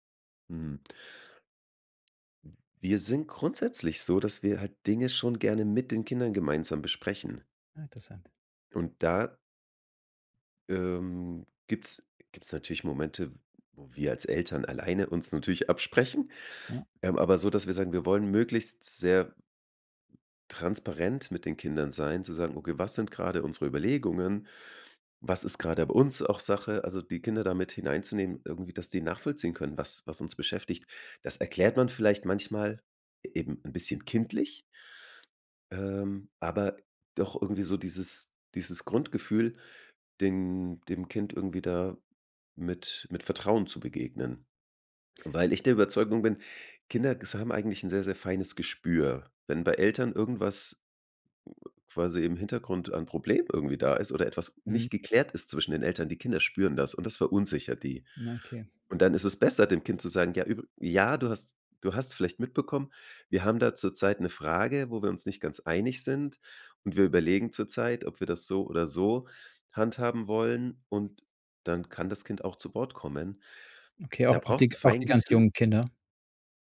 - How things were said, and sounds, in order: other noise
- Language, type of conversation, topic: German, podcast, Wie könnt ihr als Paar Erziehungsfragen besprechen, ohne dass es zum Streit kommt?